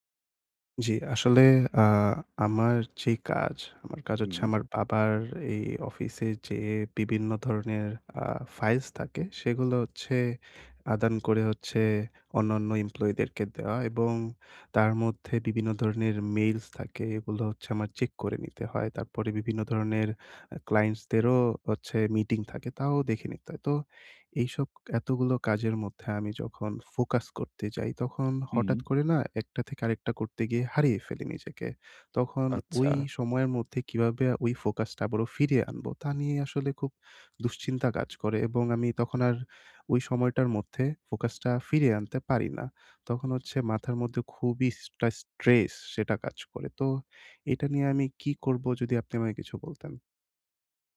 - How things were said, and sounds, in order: "বিভিন্ন" said as "বিবিন্ন"; "থাকে" said as "তাকে"; tapping; "বিভিন্ন" said as "বিবিন্ন"
- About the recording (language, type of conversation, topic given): Bengali, advice, আপনি উদ্বিগ্ন হলে কীভাবে দ্রুত মনোযোগ ফিরিয়ে আনতে পারেন?